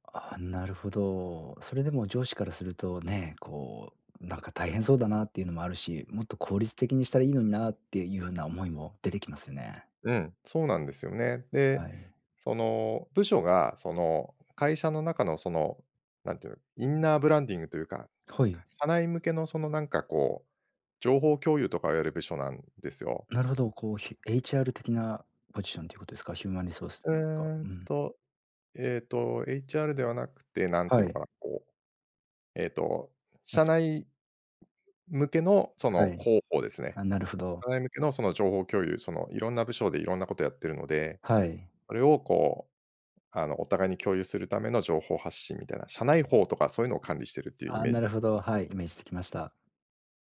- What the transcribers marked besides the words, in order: in English: "インナーブランディング"; in English: "ヒューマンリソース"
- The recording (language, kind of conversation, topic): Japanese, advice, 仕事で同僚に改善点のフィードバックをどのように伝えればよいですか？